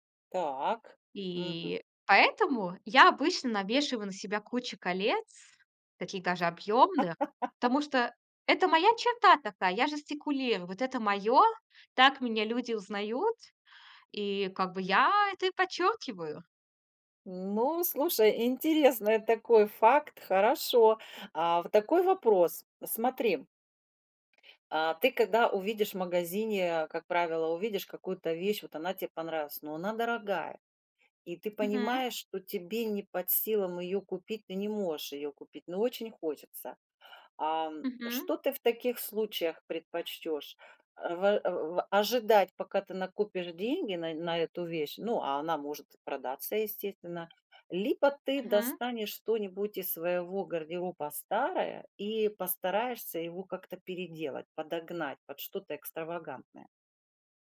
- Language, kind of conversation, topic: Russian, podcast, Как выбирать одежду, чтобы она повышала самооценку?
- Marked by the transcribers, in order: laugh